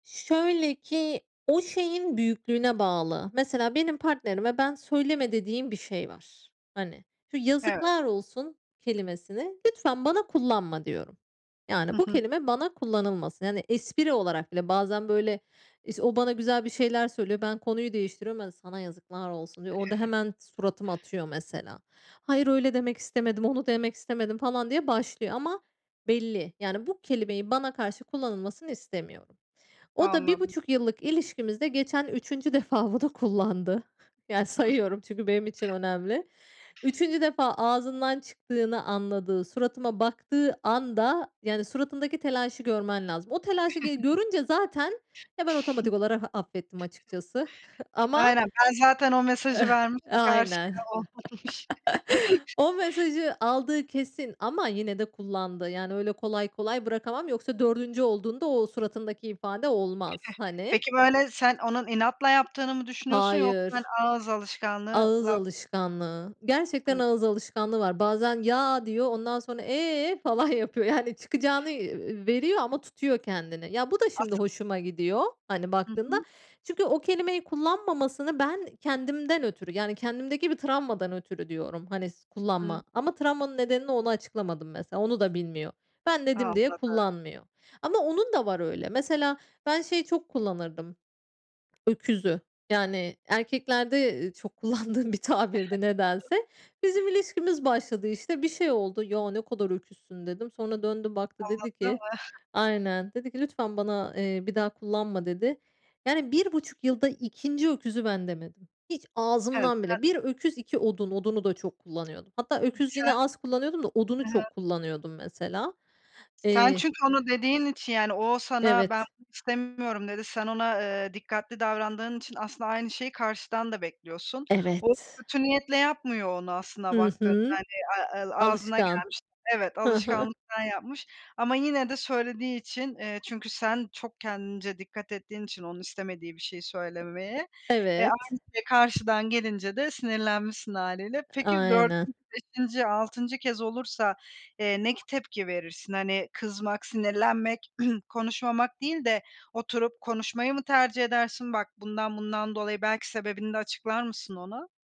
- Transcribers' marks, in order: other background noise; tapping; chuckle; chuckle; unintelligible speech; laughing while speaking: "defa bunu kullandı"; chuckle; unintelligible speech; "olarak" said as "olarah"; laughing while speaking: "olmamış"; chuckle; laughing while speaking: "falan yapıyor"; laughing while speaking: "kullandığım bir tabirdi"; unintelligible speech; chuckle; unintelligible speech; throat clearing
- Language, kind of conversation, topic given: Turkish, podcast, Güveni yeniden kurmak için hangi küçük adımlar sence işe yarar?